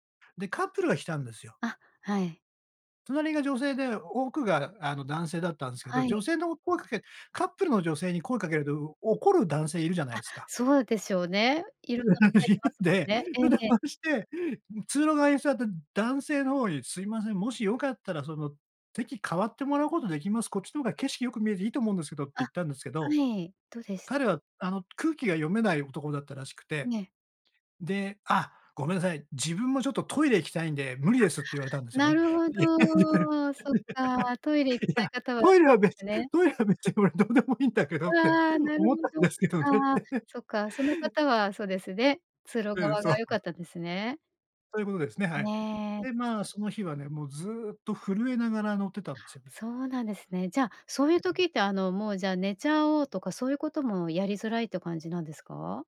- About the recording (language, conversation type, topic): Japanese, advice, 突然パニック発作が起きるのが怖いのですが、どうすれば不安を和らげられますか？
- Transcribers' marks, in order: laugh; laughing while speaking: "いるんで、ふだおして"; laughing while speaking: "いや"; laugh; laughing while speaking: "別に俺どうでもいいんだけどって思ったんですけどねって"; tapping